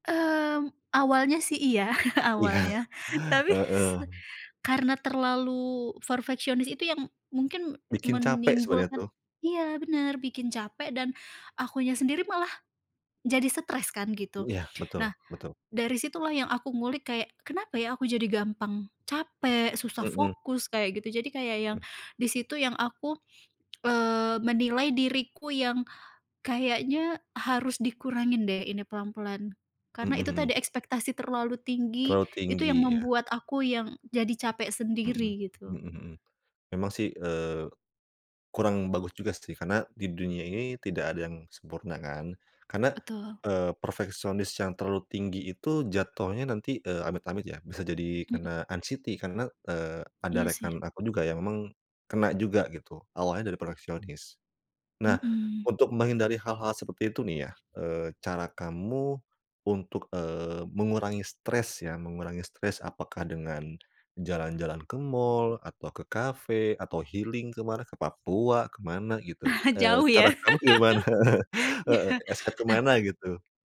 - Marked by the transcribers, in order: chuckle; "perfeksionis" said as "ferfeksionis"; in English: "anxiety"; other background noise; chuckle; laugh; laughing while speaking: "Ya"; laugh; in English: "escape"
- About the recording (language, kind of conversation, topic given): Indonesian, podcast, Bagaimana cara kamu mengelola stres sehari-hari?